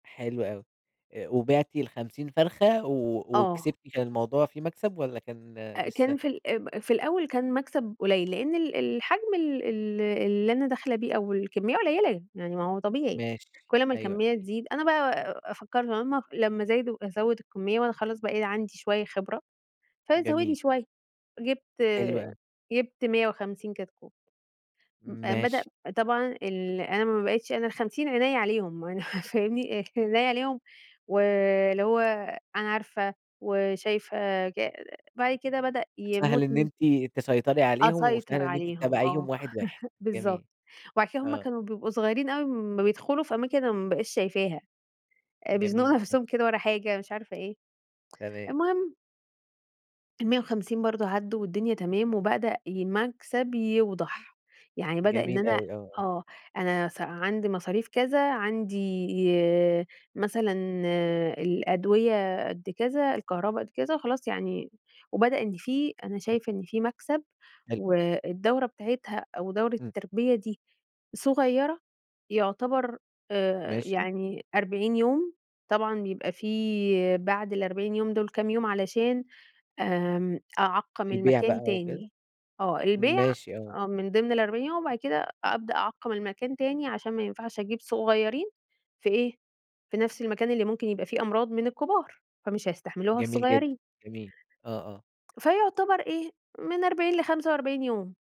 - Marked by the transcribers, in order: tapping; other background noise; unintelligible speech; chuckle; laughing while speaking: "فاهمني، عينيَّ عليهم"; chuckle
- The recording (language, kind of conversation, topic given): Arabic, podcast, إيه هو أول مشروع كنت فخور بيه؟